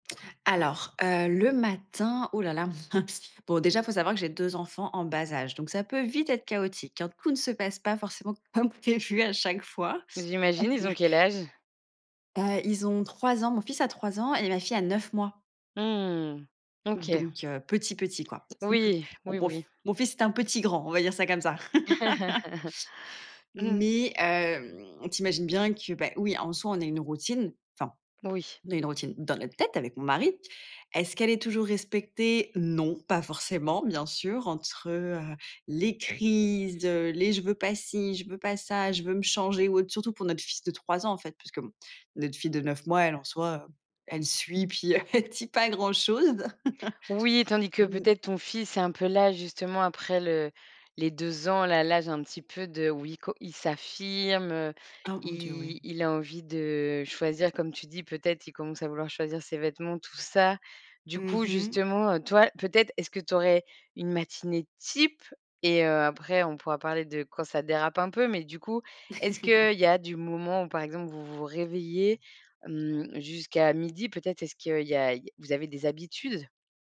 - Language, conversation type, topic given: French, podcast, Peux-tu me décrire ta routine du matin ?
- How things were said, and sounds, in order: chuckle; laughing while speaking: "comme prévu à chaque fois"; unintelligible speech; chuckle; laugh; laughing while speaking: "elle dit pas grand chose"; laugh; laugh